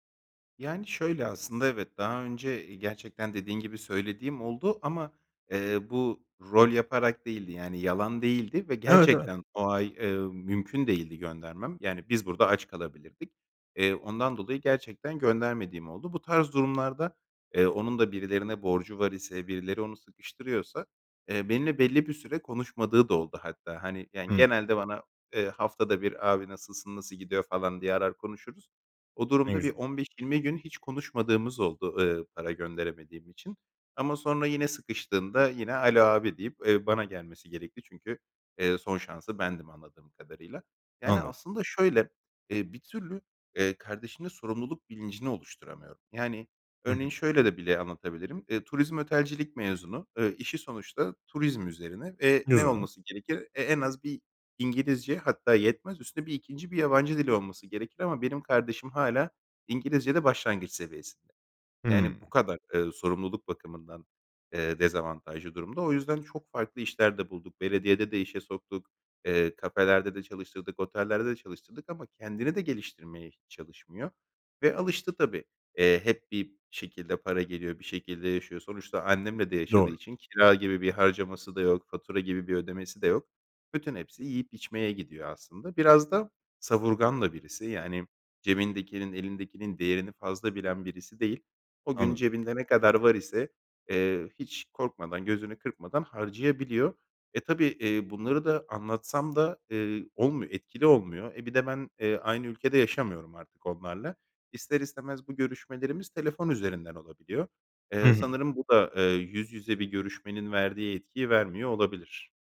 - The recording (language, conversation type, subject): Turkish, advice, Aile içi maddi destek beklentileri yüzünden neden gerilim yaşıyorsunuz?
- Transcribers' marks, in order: tapping; other background noise